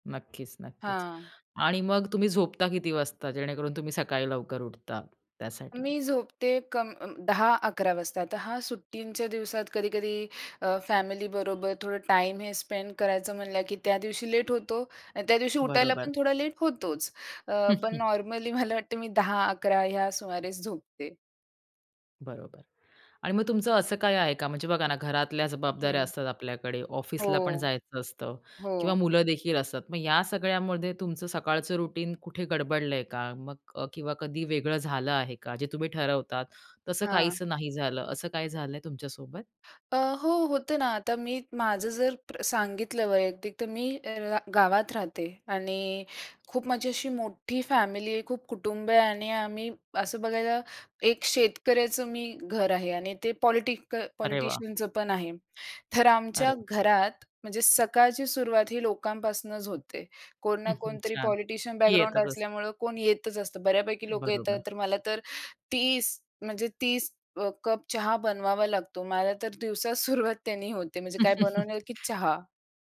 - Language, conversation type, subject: Marathi, podcast, तुमचा सकाळचा दिनक्रम कसा असतो?
- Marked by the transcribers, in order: in English: "स्पेंड"; in English: "लेट"; in English: "लेट"; chuckle; in English: "नॉर्मली"; laughing while speaking: "मला"; in English: "रुटीन"; other background noise; in English: "पॉलिटिक पॉलिटिशियनचंपण"; in English: "पॉलिटिशियन बॅकग्राऊंड"; chuckle; laughing while speaking: "सुरुवात"; chuckle